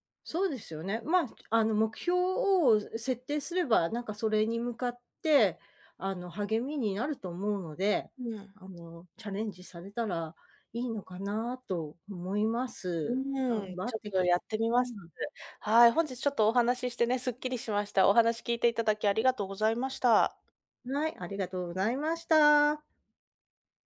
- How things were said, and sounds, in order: none
- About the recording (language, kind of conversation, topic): Japanese, advice, 収入が減って生活費の見通しが立たないとき、どうすればよいですか？